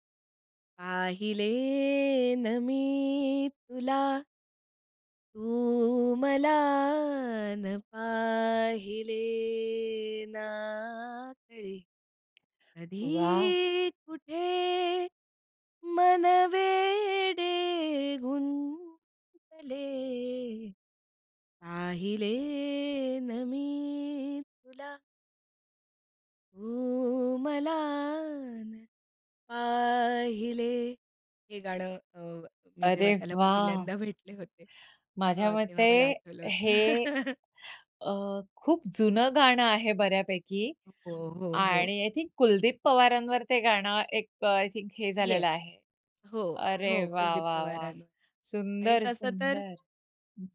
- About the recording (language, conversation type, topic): Marathi, podcast, विवाहाची आठवण आली की तुम्हाला सर्वात आधी कोणतं गाणं आठवतं?
- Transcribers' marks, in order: singing: "पाहिले ना मी तुला"; singing: "तू मला ना पाहिले, ना … ना मी तुला"; tapping; singing: "तू मला ना पाहिले"; chuckle; other background noise; in English: "आय थिंक"; in English: "आय थिंक"